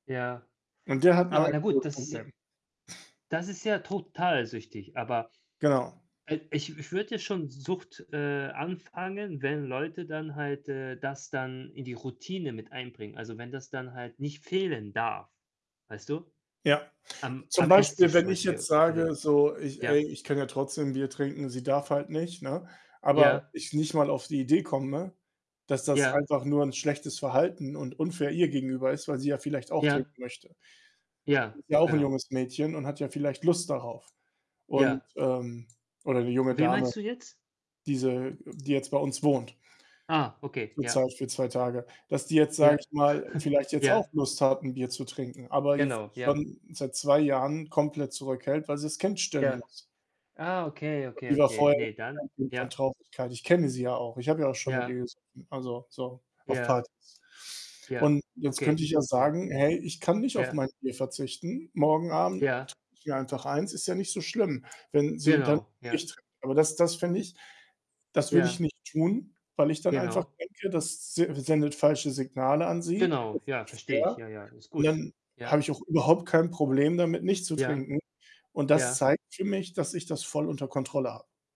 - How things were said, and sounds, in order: distorted speech; other background noise; chuckle; unintelligible speech; unintelligible speech; unintelligible speech
- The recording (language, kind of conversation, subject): German, unstructured, Welche Trends zeichnen sich bei Weihnachtsgeschenken für Mitarbeiter ab?